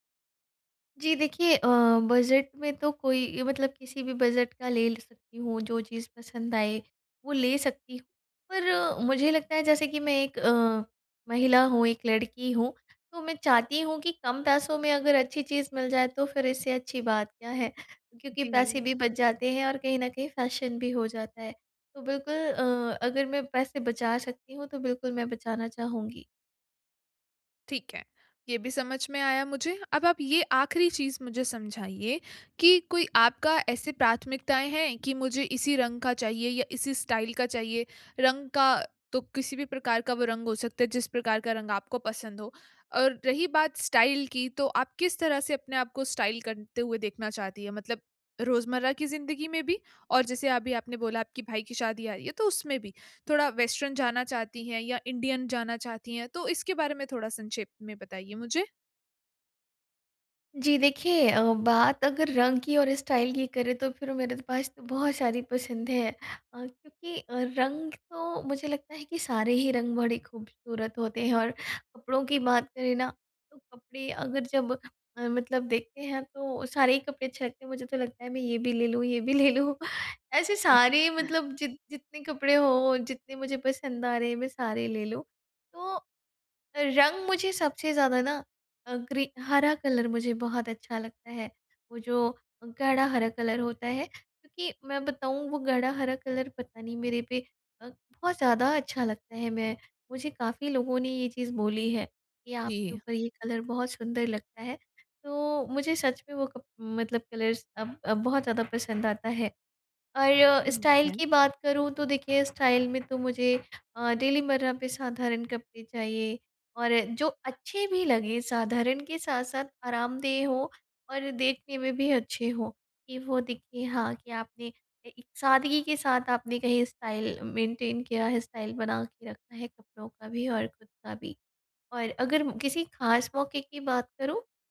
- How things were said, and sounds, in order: in English: "फ़ेेशन"; in English: "स्टाइल"; in English: "स्टाइल"; in English: "स्टाइल"; in English: "वेस्टर्न"; in English: "इंडियन"; in English: "स्टाइल"; chuckle; laughing while speaking: "ले लूँ"; in English: "कलर"; in English: "कलर"; in English: "कलर"; in English: "कलर"; in English: "कलर्स"; other background noise; in English: "स्टाइल"; in English: "स्टाइल"; in English: "स्टाइल मेंटेन"; in English: "स्टाइल"
- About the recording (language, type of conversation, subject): Hindi, advice, कपड़े और स्टाइल चुनने में मुझे मदद कैसे मिल सकती है?